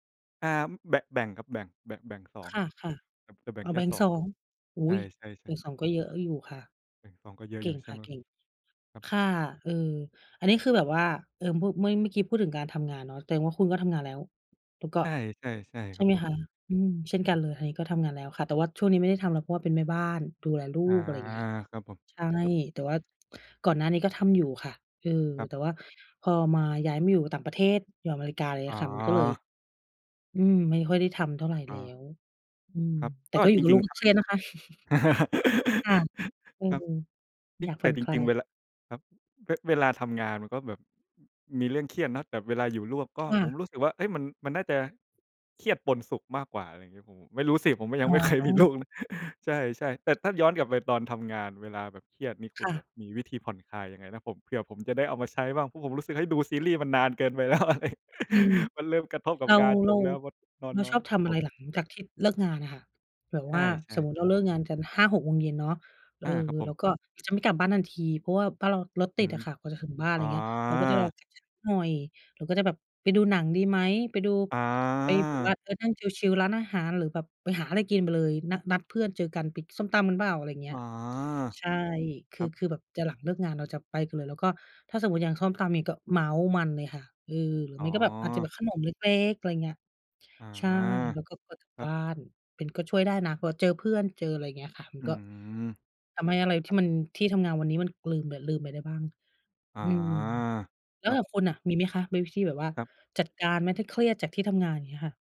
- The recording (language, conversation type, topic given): Thai, unstructured, เวลาทำงานแล้วรู้สึกเครียด คุณมีวิธีผ่อนคลายอย่างไร?
- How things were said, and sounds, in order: "อ่า" said as "อ้าม"; laugh; chuckle; other background noise; laughing while speaking: "เคยมีลูก"; tapping; laughing while speaking: "แล้วอะไร"; "ลืม" said as "กลืม"